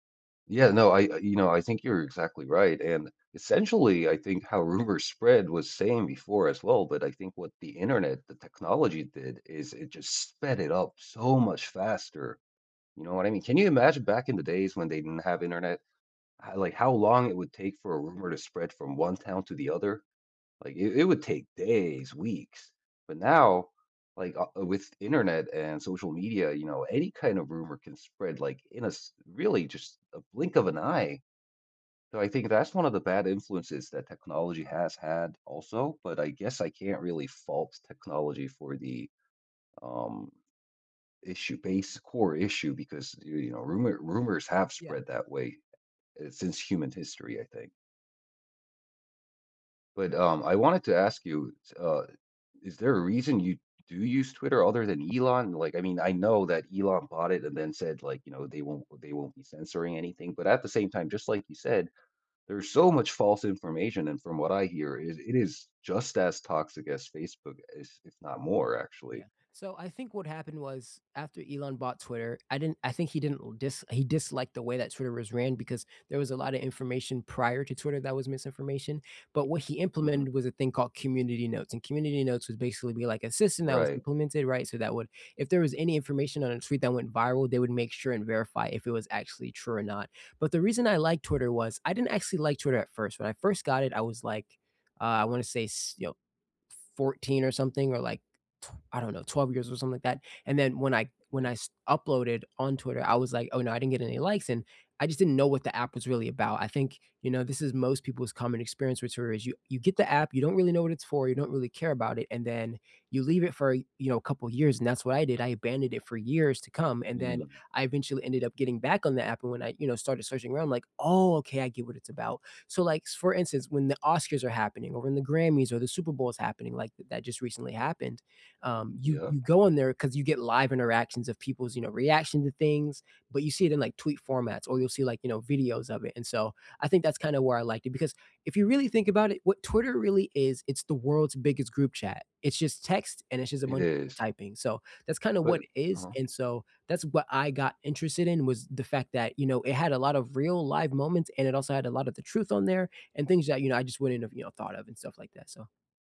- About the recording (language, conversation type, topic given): English, unstructured, Do you think people today trust each other less than they used to?
- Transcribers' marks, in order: laughing while speaking: "rumors"; other background noise; tapping